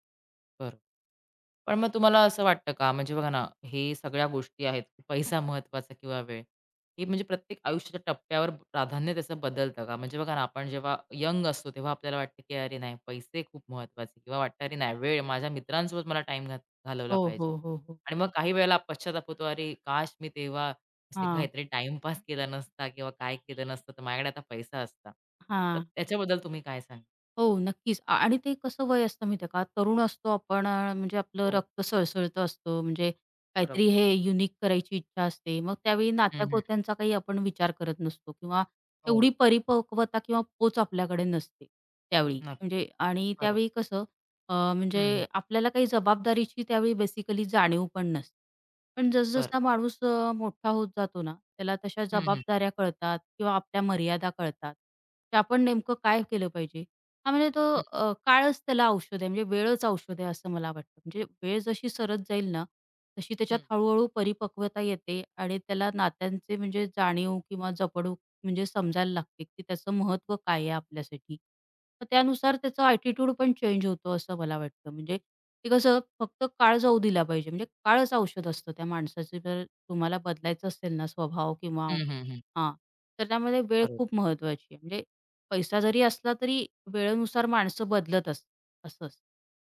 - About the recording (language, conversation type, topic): Marathi, podcast, तुमच्या मते वेळ आणि पैसा यांपैकी कोणते अधिक महत्त्वाचे आहे?
- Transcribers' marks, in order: other background noise; laughing while speaking: "पैसा"; horn; other street noise; in English: "युनिक"; in English: "बेसिकली"; in English: "ॲटिट्यूडपण चेंज"